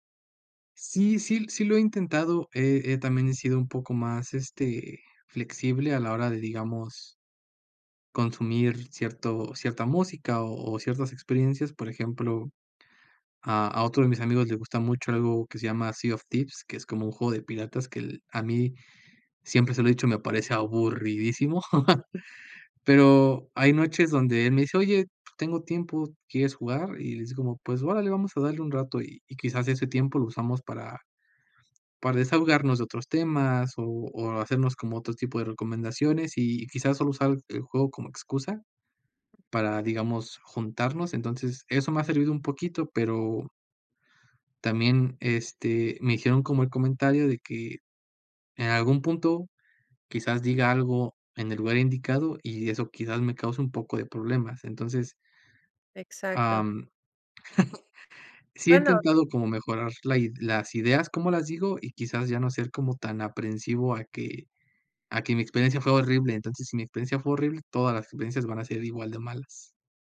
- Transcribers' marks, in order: chuckle; chuckle
- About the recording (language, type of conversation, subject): Spanish, advice, ¿Cómo te sientes cuando temes compartir opiniones auténticas por miedo al rechazo social?